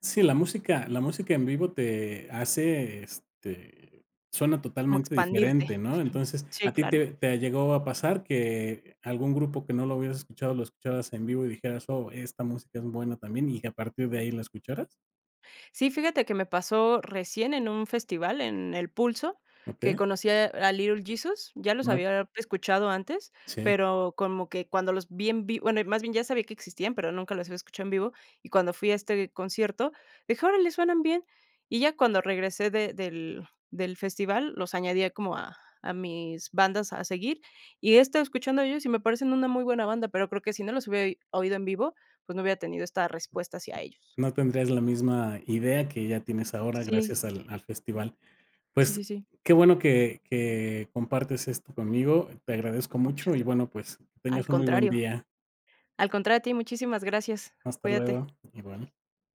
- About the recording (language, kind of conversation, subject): Spanish, podcast, ¿Cómo ha cambiado tu gusto musical con los años?
- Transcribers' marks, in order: other noise; other background noise; tapping